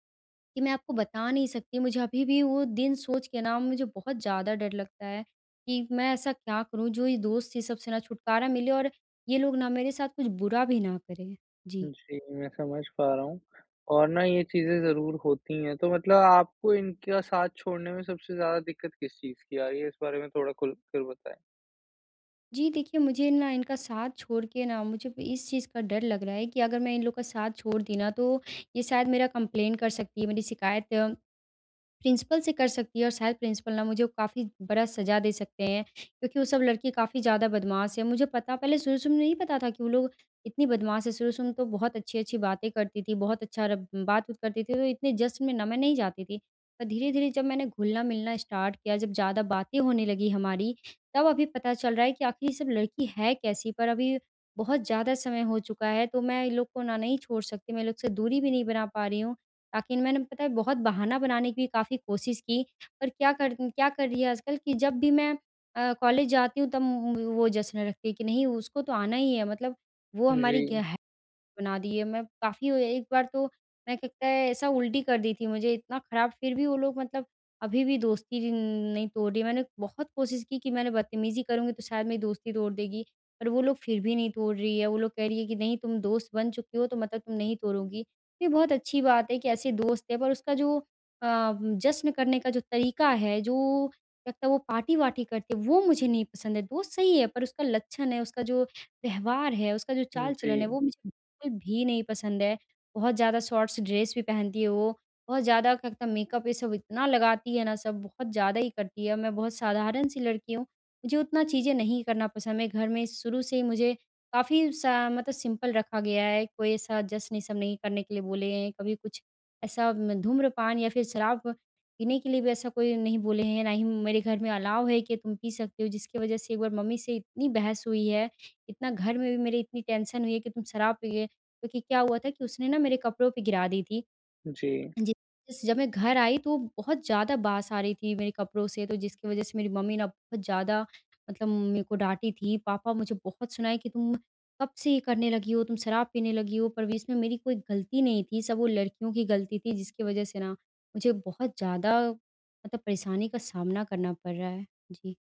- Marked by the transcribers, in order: in English: "कंप्लेन"; in English: "प्रिंसिपल"; in English: "प्रिंसिपल"; in English: "स्टार्ट"; in English: "शॉर्ट्स ड्रेस"; in English: "सिंपल"; in English: "अलाउ"; in English: "टेंशन"
- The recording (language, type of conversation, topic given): Hindi, advice, दोस्तों के साथ जश्न में मुझे अक्सर असहजता क्यों महसूस होती है?